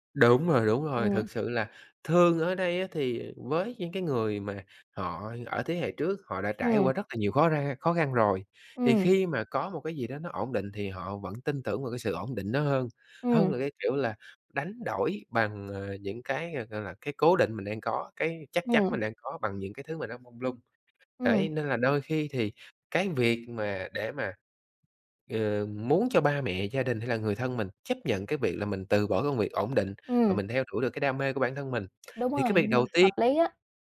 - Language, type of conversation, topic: Vietnamese, podcast, Bạn nghĩ thế nào về việc theo đuổi đam mê hay chọn một công việc ổn định?
- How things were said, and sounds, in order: tapping; other background noise